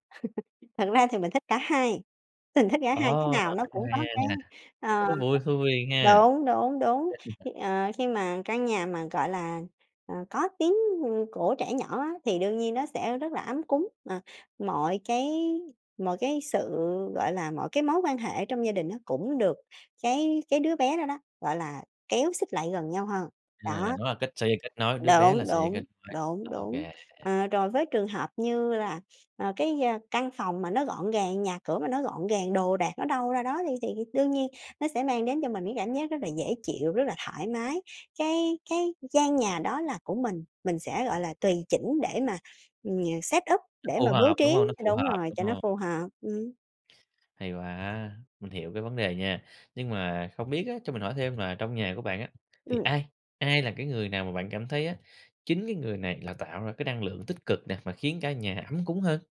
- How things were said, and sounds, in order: laugh; tapping; laughing while speaking: "mình"; background speech; laugh; in English: "set up"; other background noise
- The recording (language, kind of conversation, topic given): Vietnamese, podcast, Bạn làm gì để nhà luôn ấm cúng?